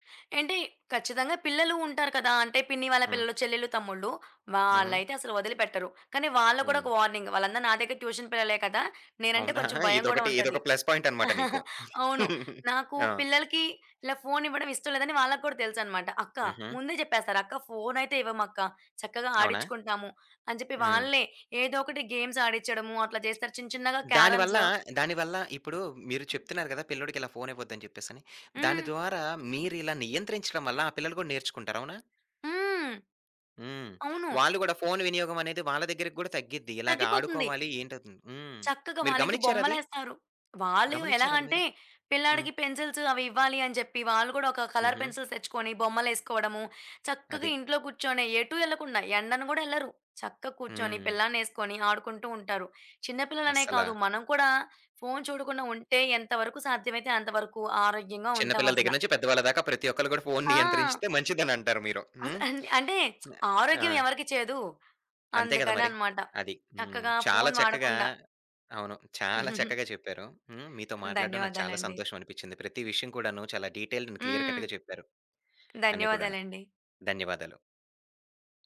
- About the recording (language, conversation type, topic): Telugu, podcast, పిల్లల డిజిటల్ వినియోగాన్ని మీరు ఎలా నియంత్రిస్తారు?
- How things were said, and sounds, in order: in English: "వార్నింగ్"; in English: "ట్యూషన్"; laughing while speaking: "అవునా!"; in English: "ప్లస్"; chuckle; other background noise; giggle; tapping; in English: "గేమ్స్"; in English: "కలర్ పెన్సిల్స్"; laughing while speaking: "నియంత్రించితె"; giggle; in English: "డీటెయిల్డ్ అండ్ క్లియర్ కట్‌గా"